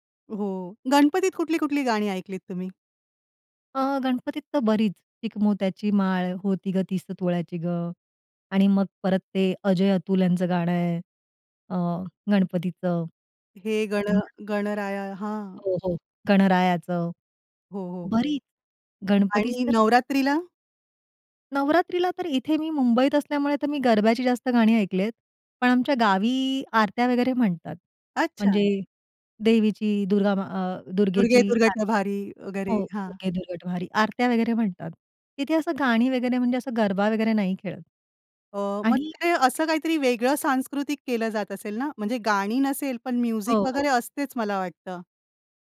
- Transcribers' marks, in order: tapping; unintelligible speech; unintelligible speech; other background noise; in English: "म्युझिक"
- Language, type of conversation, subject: Marathi, podcast, सण-उत्सवांमुळे तुमच्या घरात कोणते संगीत परंपरेने टिकून राहिले आहे?